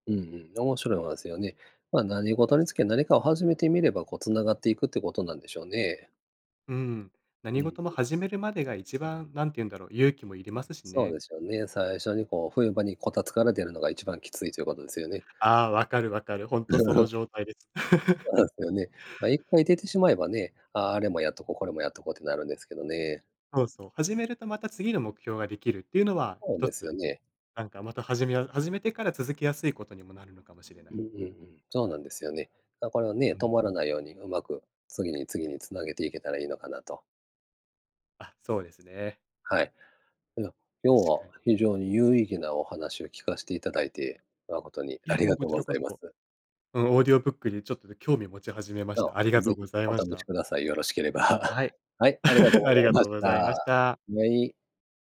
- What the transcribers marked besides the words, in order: other noise; laugh; chuckle; laughing while speaking: "よろしければ"; laugh
- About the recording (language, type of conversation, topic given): Japanese, unstructured, 最近ハマっていることはありますか？